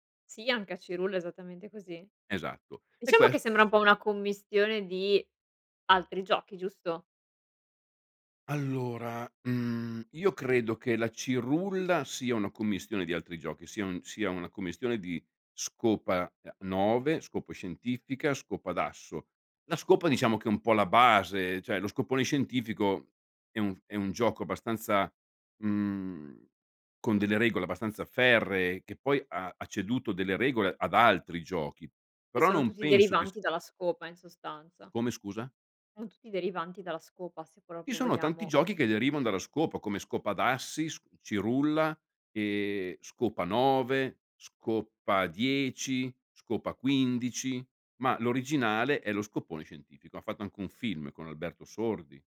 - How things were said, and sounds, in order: "cioè" said as "ceh"; "proprio" said as "propo"
- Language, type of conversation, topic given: Italian, podcast, Raccontami di un hobby che ti fa sentire vivo?